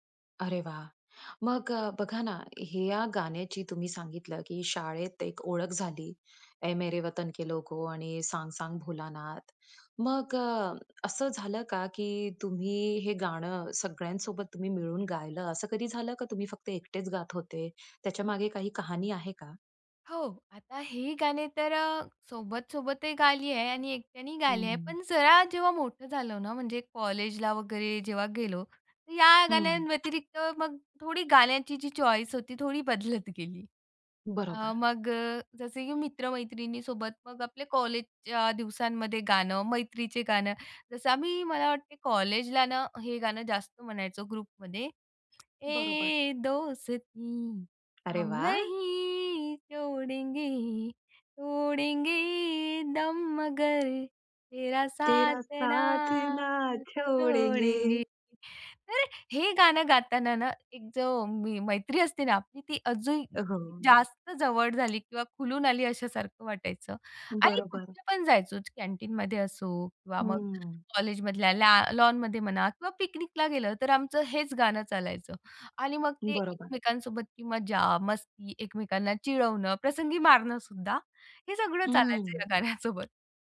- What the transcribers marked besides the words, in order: other background noise; in English: "चॉईस"; tapping; in English: "ग्रुपमध्ये"; singing: "ये दोस्ती हम नहीं तोडेंगे, तोडेंगे दम मगर तेरा साथ ना छोडेंगे"; in Hindi: "ये दोस्ती हम नहीं तोडेंगे, तोडेंगे दम मगर तेरा साथ ना छोडेंगे"; singing: "तेरा साथ ना छोडेंगे"; in Hindi: "तेरा साथ ना छोडेंगे"; joyful: "छोडेंगे"; laughing while speaking: "ह्या गाण्यासोबत"
- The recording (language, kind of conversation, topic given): Marathi, podcast, शाळा किंवा कॉलेजच्या दिवसांची आठवण करून देणारं तुमचं आवडतं गाणं कोणतं आहे?